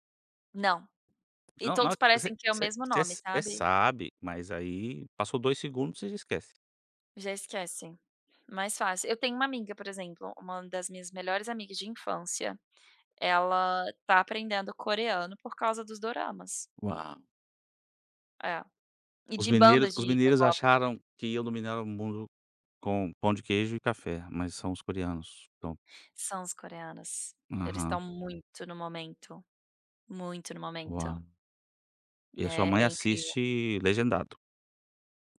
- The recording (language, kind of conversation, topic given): Portuguese, podcast, Como você costuma pedir ajuda quando precisa?
- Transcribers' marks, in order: tapping; in English: "k-pop"